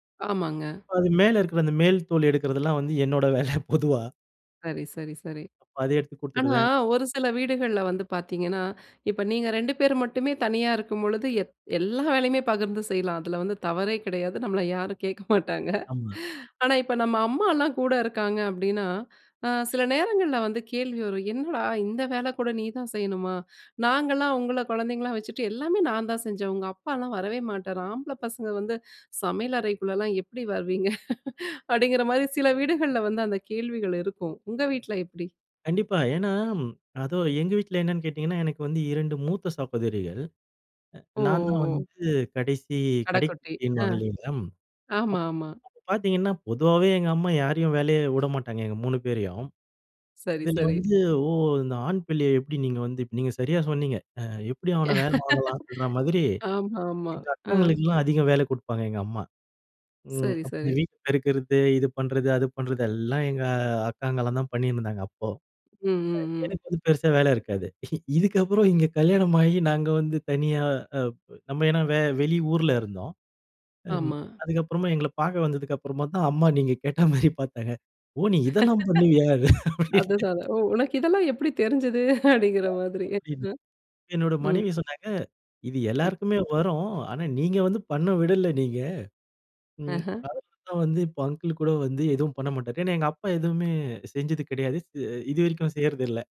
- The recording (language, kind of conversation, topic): Tamil, podcast, வீட்டு வேலைகளை நீங்கள் எந்த முறையில் பகிர்ந்து கொள்கிறீர்கள்?
- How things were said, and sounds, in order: laughing while speaking: "என்னோட வேல பொதுவா"; inhale; laughing while speaking: "நம்மள யாரும் கேக்க மாட்டாங்க"; inhale; inhale; inhale; inhale; chuckle; other background noise; tapping; laugh; other noise; chuckle; laughing while speaking: "அம்மா, நீங்க கேட்டா மாரி பாத்தாங்க"; chuckle; laugh; unintelligible speech; laughing while speaking: "அப்படிங்கிற மாதிரி"; unintelligible speech; in English: "அங்கிள்"